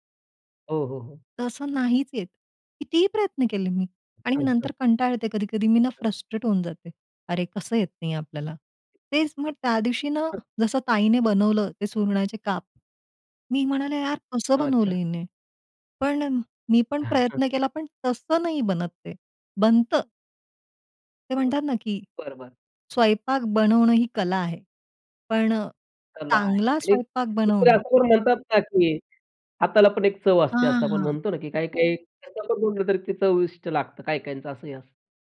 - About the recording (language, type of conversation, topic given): Marathi, podcast, शाकाहारी पदार्थांचा स्वाद तुम्ही कसा समृद्ध करता?
- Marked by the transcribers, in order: chuckle; unintelligible speech; in English: "फ्रस्ट्रेट"; other background noise; chuckle